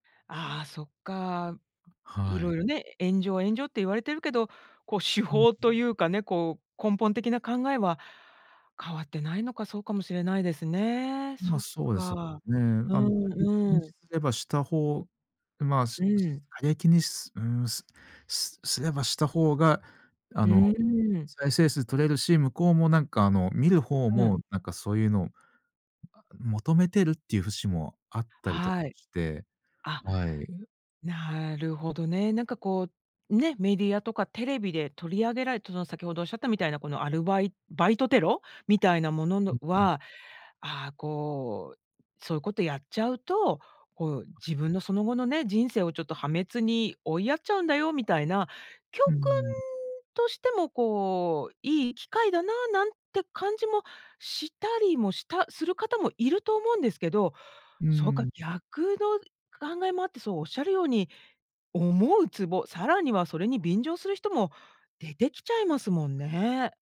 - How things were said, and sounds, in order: tapping; other background noise
- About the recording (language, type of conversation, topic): Japanese, podcast, SNSの炎上は、なぜここまで大きくなると思いますか？